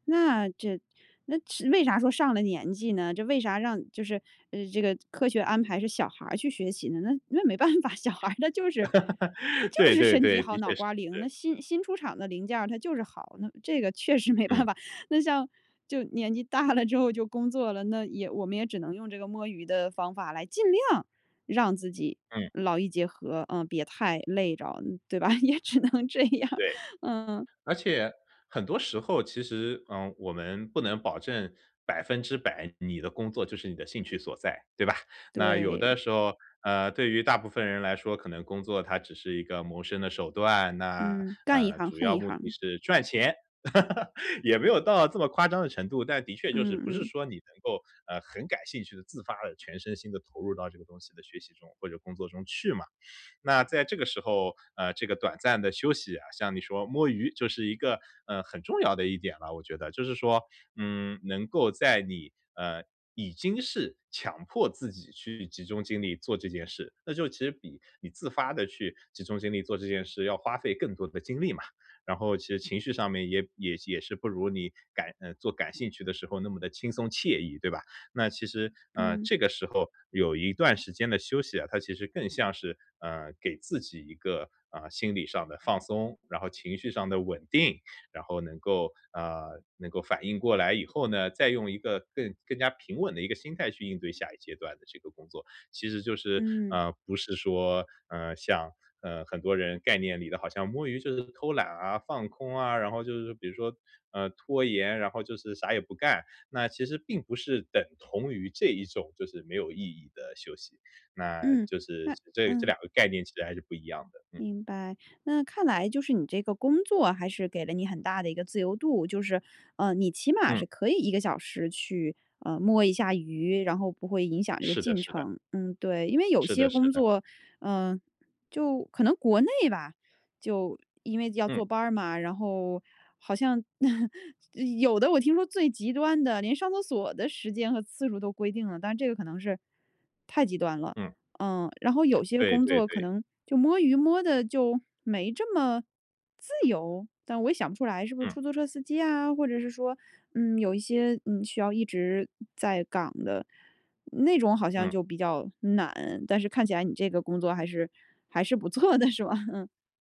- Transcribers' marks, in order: laughing while speaking: "没办法，小孩儿他就是"; laugh; laughing while speaking: "确实没办法"; laughing while speaking: "大了"; laughing while speaking: "吧？也只能这样"; laugh; chuckle; other background noise; laughing while speaking: "不错的"
- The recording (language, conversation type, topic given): Chinese, podcast, 你觉得短暂的“摸鱼”有助于恢复精力吗？